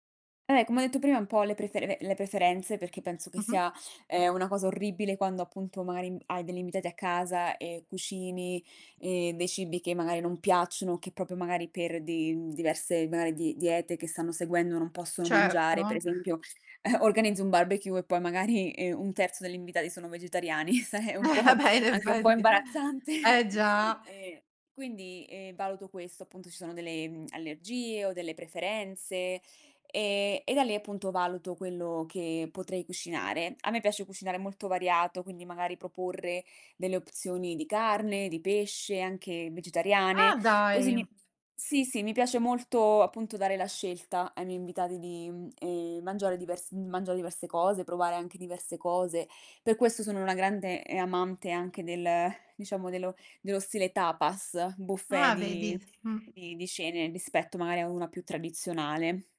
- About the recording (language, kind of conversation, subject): Italian, podcast, Come scegli cosa cucinare per una serata con gli amici?
- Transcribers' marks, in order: tapping; other background noise; chuckle; laughing while speaking: "magari"; laughing while speaking: "Eh, ah beh, in effetti"; laughing while speaking: "sai"; laughing while speaking: "imbarazzante"; in Spanish: "tapas"